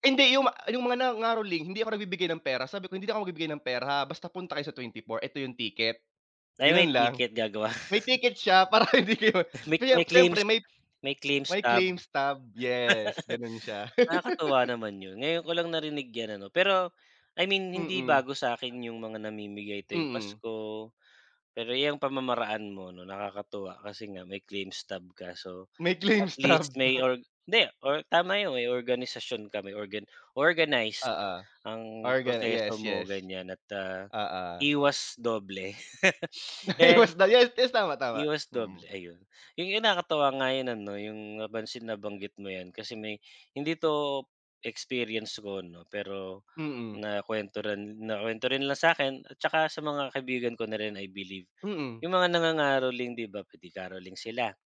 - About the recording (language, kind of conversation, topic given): Filipino, unstructured, Anong mga tradisyon ang nagpapasaya sa’yo tuwing Pasko?
- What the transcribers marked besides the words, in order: chuckle; laughing while speaking: "para hindi kayo"; unintelligible speech; chuckle; laugh; chuckle; chuckle; laughing while speaking: "Iwas"